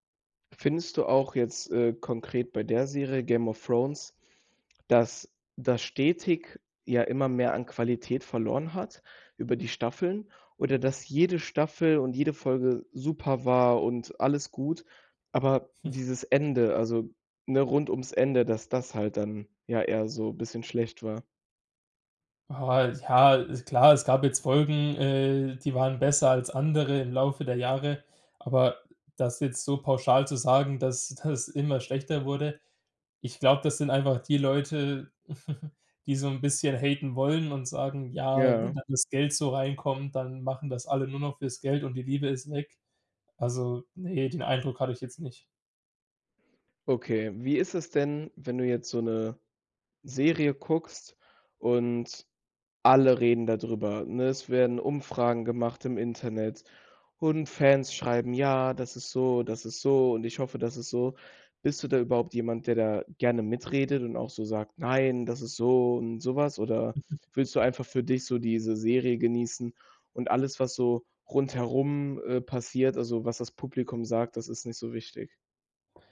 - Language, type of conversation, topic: German, podcast, Was macht ein Serienfinale für dich gelungen oder enttäuschend?
- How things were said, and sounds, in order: chuckle; chuckle; in English: "haten"; other background noise